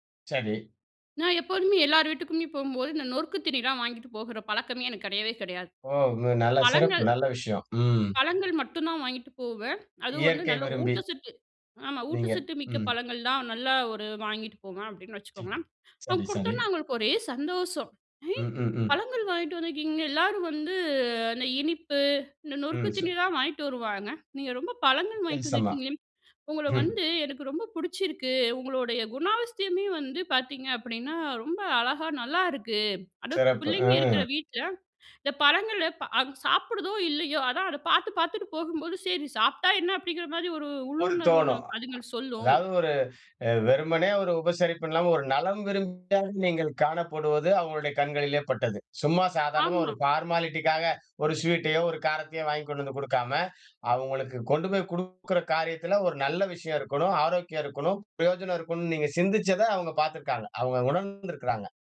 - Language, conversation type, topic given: Tamil, podcast, நீ நெருக்கமான நட்பை எப்படி வளர்த்துக் கொள்கிறாய்?
- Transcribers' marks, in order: other noise; "வித்தியாசமா" said as "விற்சம"; in English: "பார்மாலிட்டிக்காக"